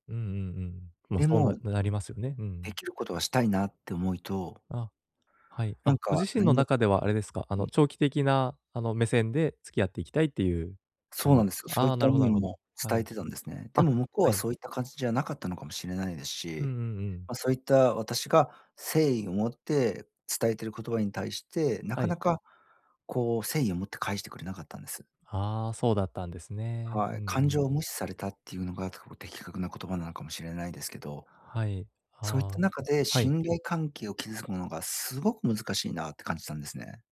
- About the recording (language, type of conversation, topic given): Japanese, advice, どうすれば自分を責めずに心を楽にできますか？
- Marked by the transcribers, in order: stressed: "すごく"